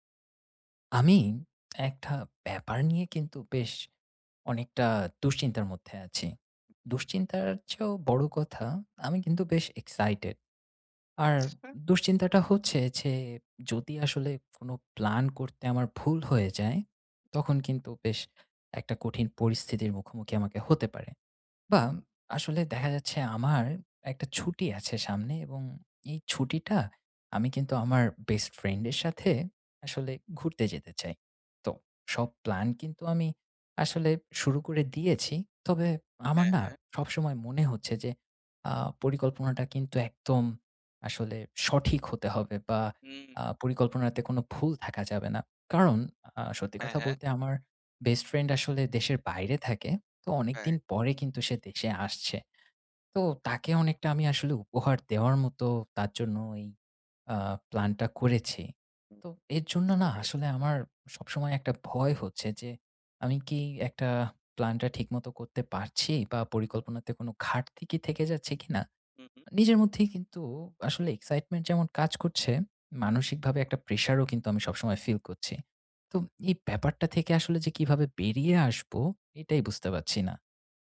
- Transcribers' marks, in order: tapping; "একটা" said as "একঠা"; other noise; stressed: "সঠিক"
- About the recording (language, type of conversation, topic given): Bengali, advice, ছুটি পরিকল্পনা করতে গিয়ে মানসিক চাপ কীভাবে কমাব এবং কোথায় যাব তা কীভাবে ঠিক করব?